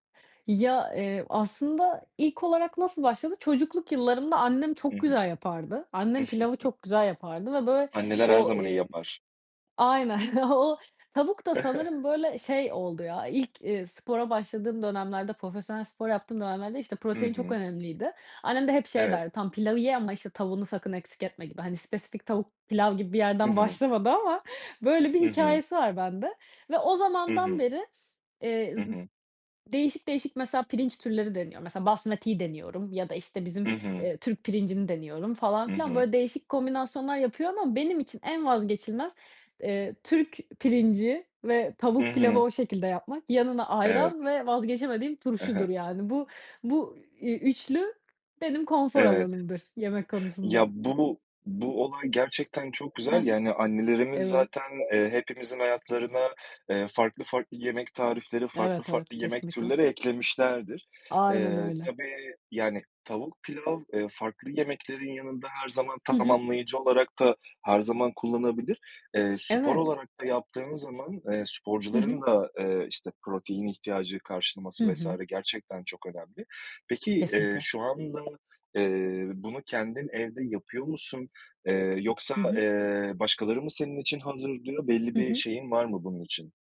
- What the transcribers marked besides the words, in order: tapping; other background noise; chuckle; laughing while speaking: "Aynen"; chuckle; laughing while speaking: "başlamadı ama"
- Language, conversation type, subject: Turkish, podcast, Senin için gerçek bir konfor yemeği nedir?